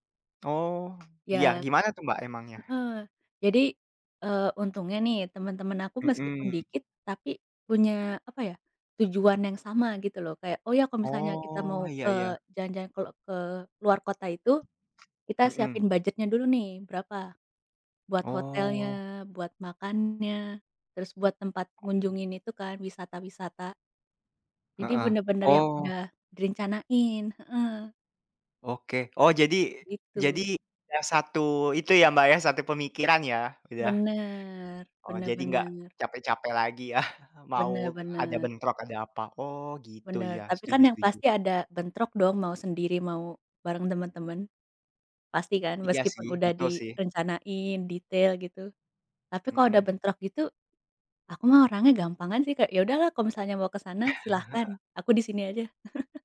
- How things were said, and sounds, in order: tapping; other background noise; laughing while speaking: "ya"; chuckle; laugh; laugh
- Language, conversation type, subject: Indonesian, unstructured, Kamu lebih suka jalan-jalan sendiri atau bersama teman?